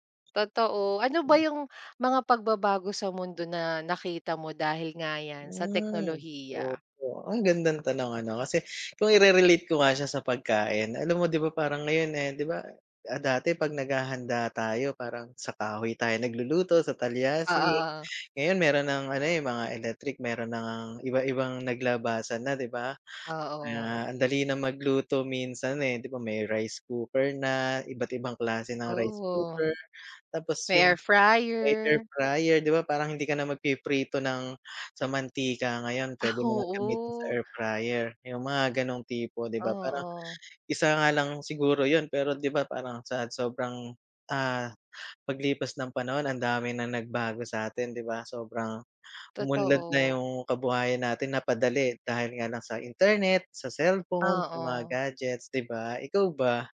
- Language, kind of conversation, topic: Filipino, unstructured, Ano ang mga pagbabagong naidulot ng teknolohiya sa mundo?
- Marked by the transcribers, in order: tapping; other background noise